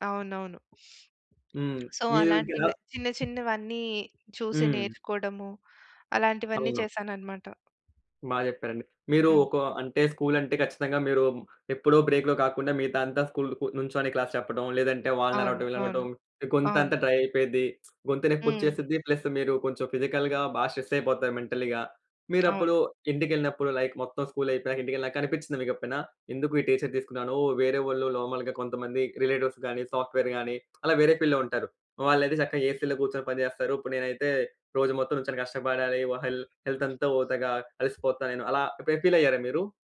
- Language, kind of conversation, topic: Telugu, podcast, మీరు ఇతరుల పనిని చూసి మరింత ప్రేరణ పొందుతారా, లేక ఒంటరిగా ఉన్నప్పుడు ఉత్సాహం తగ్గిపోతుందా?
- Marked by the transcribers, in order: sniff; other background noise; in English: "సో"; tapping; in English: "స్కూల్"; in English: "బ్రేక్‌లో"; in English: "స్కూల్‌కు"; in English: "డ్రై"; in English: "ప్లస్"; in English: "ఫిజికల్‌గా"; in English: "స్ట్రెస్"; in English: "మెంటల్‌గా"; in English: "లైక్"; in English: "స్కూల్"; in English: "టీచర్"; in English: "రిలేటివ్స్"; in English: "సాఫ్ట్‌వేర్"; in English: "ఫీల్డ్‌లో"; in English: "ఏసీ‌లో"; in English: "హెల్ హెల్త్"; in English: "ఫీల్"